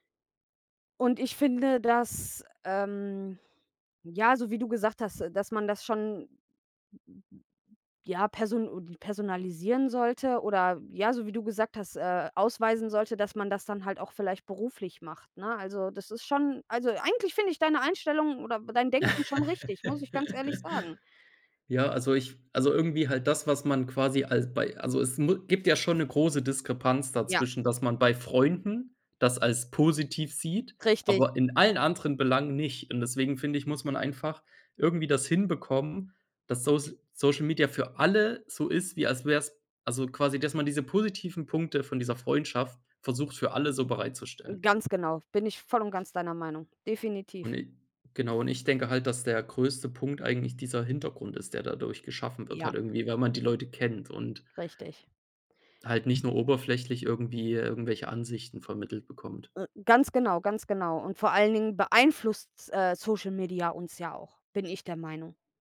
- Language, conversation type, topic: German, unstructured, Wie beeinflussen soziale Medien unser Miteinander?
- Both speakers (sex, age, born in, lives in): female, 30-34, Germany, Germany; male, 25-29, Germany, Germany
- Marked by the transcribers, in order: laugh; stressed: "Freunden"